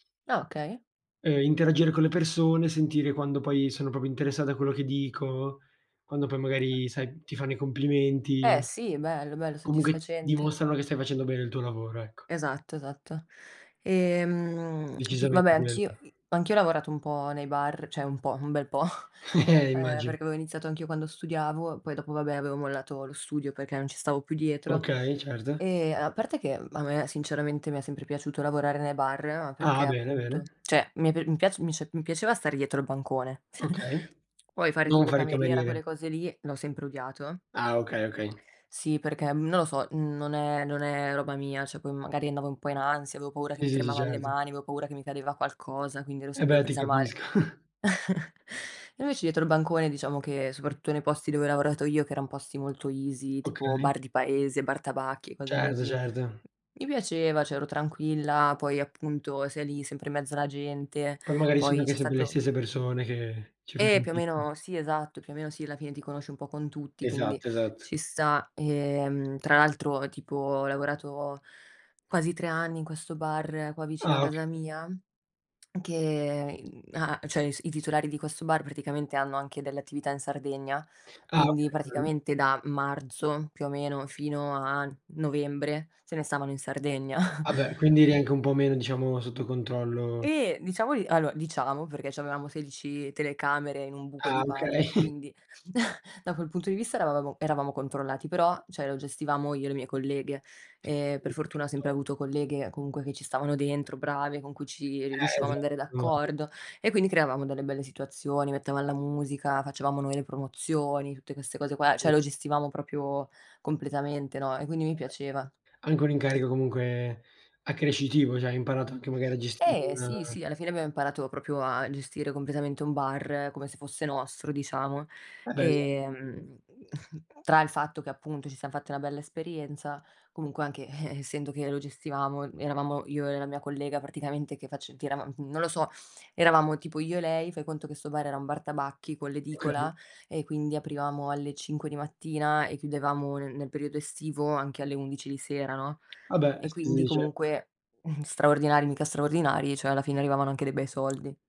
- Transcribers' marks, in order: "proprio" said as "propio"; tapping; other background noise; tongue click; "cioè" said as "ceh"; chuckle; "cioè" said as "ceh"; chuckle; "Cioè" said as "ceh"; chuckle; in English: "easy"; "cioè" said as "ceh"; "cioè" said as "ceh"; unintelligible speech; chuckle; chuckle; "cioè" said as "ceh"; unintelligible speech; "cioè" said as "ceh"; "cioè" said as "ceh"; "proprio" said as "propio"; chuckle; "cioè" said as "ceh"
- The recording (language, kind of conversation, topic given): Italian, unstructured, Qual è la cosa che ti rende più felice nel tuo lavoro?